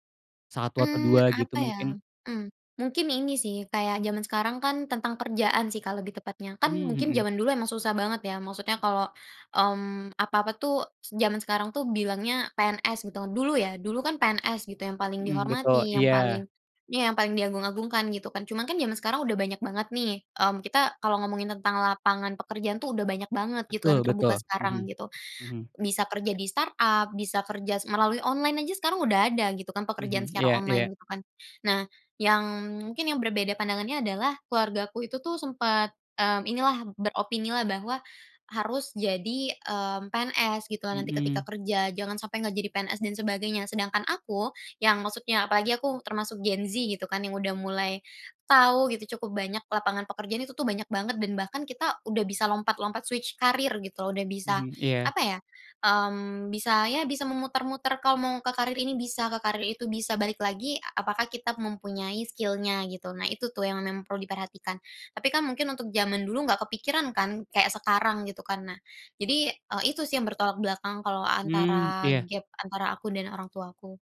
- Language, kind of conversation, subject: Indonesian, podcast, Bagaimana cara membangun jembatan antargenerasi dalam keluarga?
- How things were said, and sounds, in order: in English: "startup"; in English: "switch career"; in English: "skill-nya"